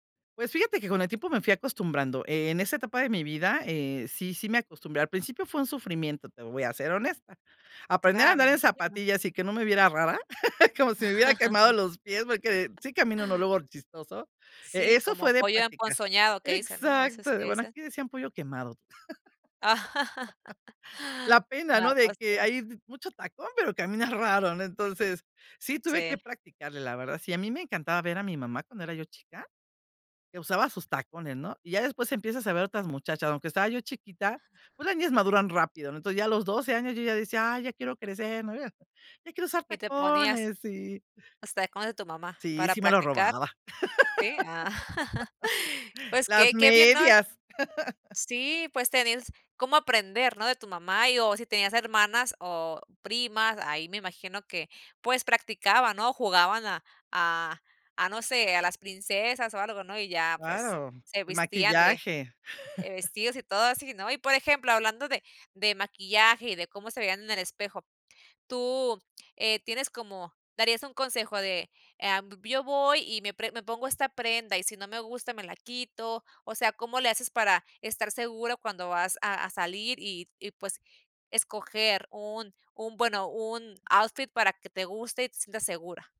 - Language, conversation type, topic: Spanish, podcast, ¿Qué prendas te hacen sentir más seguro?
- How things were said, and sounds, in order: chuckle; tapping; laugh; laugh; chuckle; giggle; laugh; laugh; chuckle